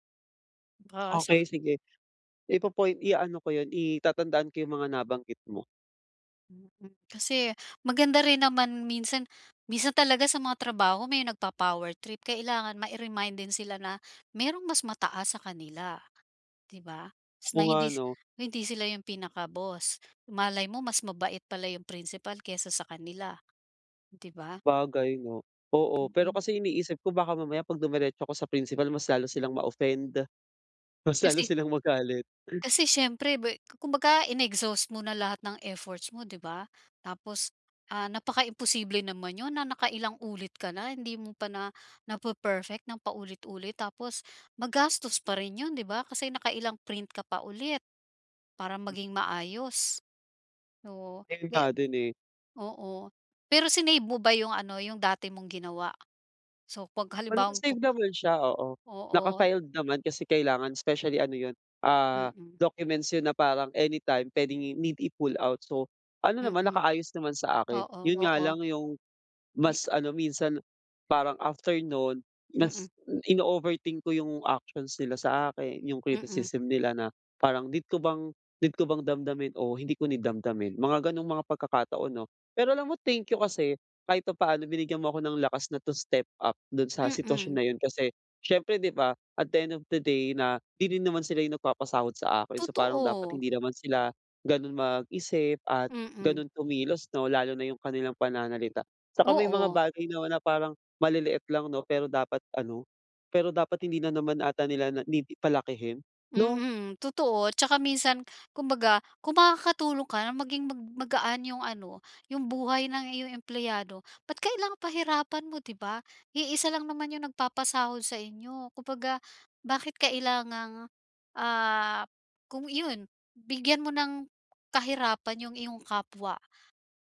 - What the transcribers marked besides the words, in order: "Sabagay" said as "bagay"; gasp; in English: "at the end of the day"
- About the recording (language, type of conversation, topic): Filipino, advice, Paano ako mananatiling kalmado kapag tumatanggap ako ng kritisismo?
- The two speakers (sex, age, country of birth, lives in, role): female, 55-59, Philippines, Philippines, advisor; male, 25-29, Philippines, Philippines, user